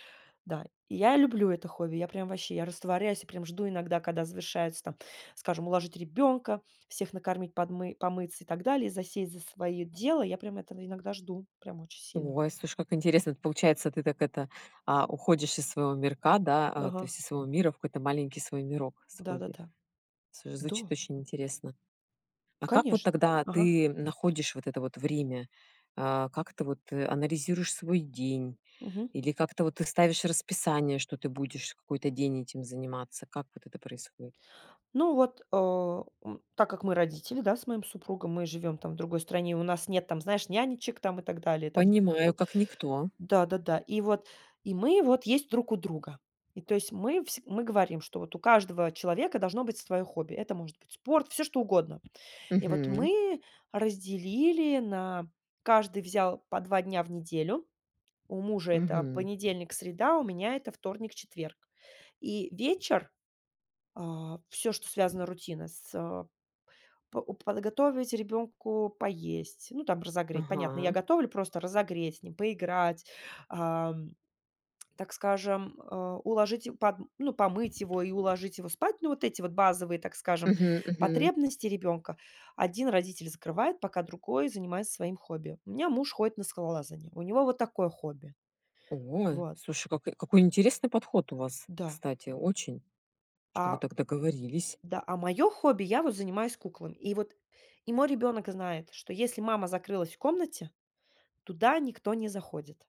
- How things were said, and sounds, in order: other background noise; tapping
- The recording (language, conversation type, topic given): Russian, podcast, Как найти время для хобби при плотном графике?